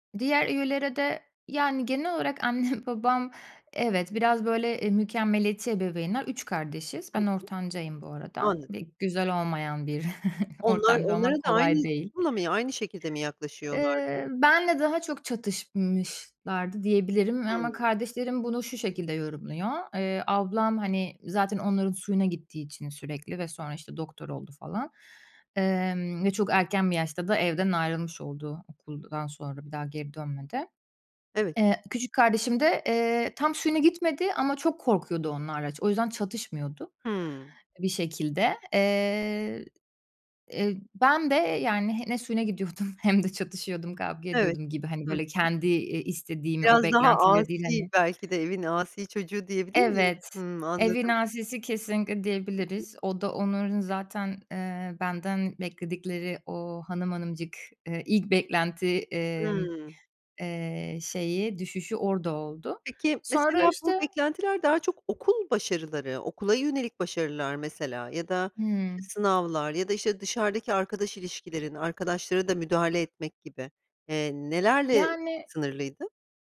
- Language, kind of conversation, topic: Turkish, podcast, Aile beklentileriyle yüzleşmek için hangi adımlar işe yarar?
- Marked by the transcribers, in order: laughing while speaking: "annem"; chuckle; unintelligible speech; other background noise; laughing while speaking: "suyuna gidiyordum"